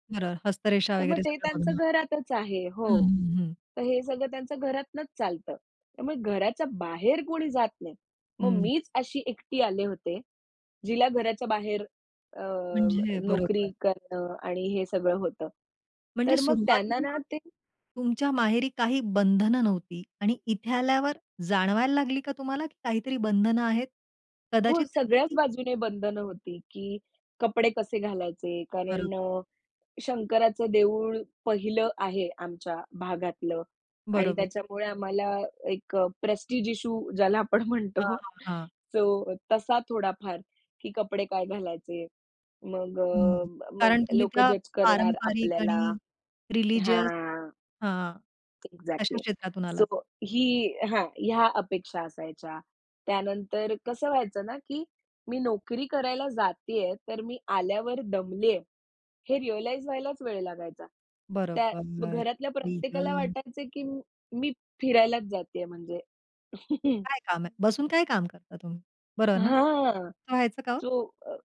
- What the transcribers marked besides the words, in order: unintelligible speech; in English: "प्रेस्टीज इश्यू"; laughing while speaking: "ज्याला आपण म्हणतो"; in English: "रिलिजियस"; in English: "एक्झॅक्टली"; other background noise; in English: "रिअलाईज"; sad: "आई गं!"; chuckle
- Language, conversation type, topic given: Marathi, podcast, कुटुंबाच्या अपेक्षांना सामोरे जाताना तू काय करशील?